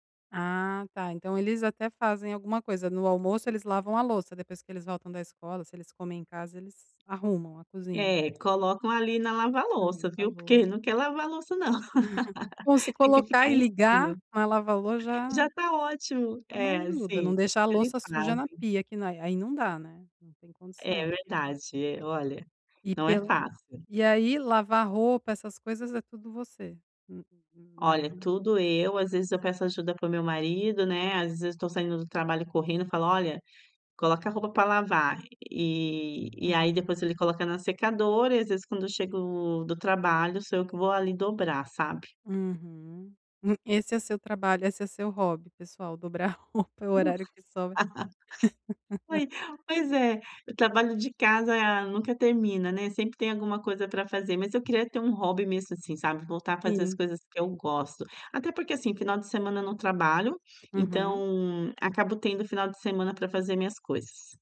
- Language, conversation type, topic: Portuguese, advice, Como posso encontrar tempo para meus hobbies pessoais?
- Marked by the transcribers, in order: chuckle; laugh; unintelligible speech; laugh; laughing while speaking: "roupa"; laugh